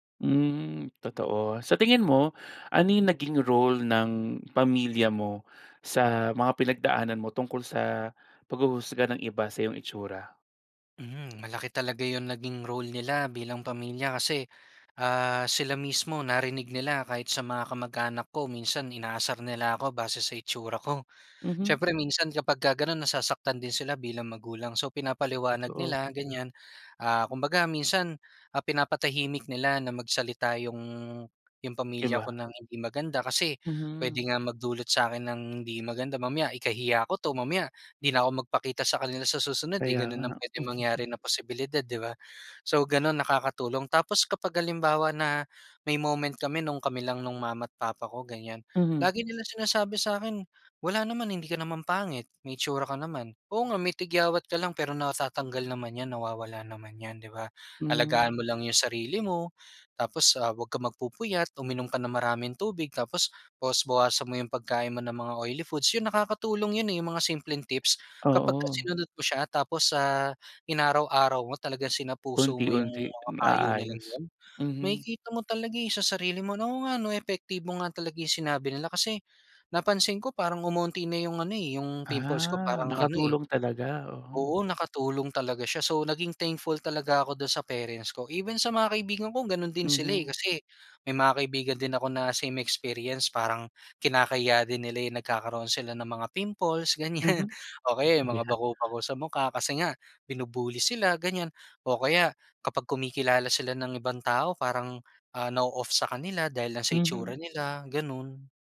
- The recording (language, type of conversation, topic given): Filipino, podcast, Paano mo hinaharap ang paghusga ng iba dahil sa iyong hitsura?
- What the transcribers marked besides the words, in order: gasp; in English: "role"; gasp; in English: "role"; gasp; gasp; gasp; gasp; chuckle; gasp; gasp; in English: "moment"; gasp; gasp; gasp; in English: "oily foods"; in English: "tips"; gasp; in English: "pimples"; in English: "thankful"; in English: "parents"; in English: "even"; in English: "pimples"; gasp; in English: "na-o-off"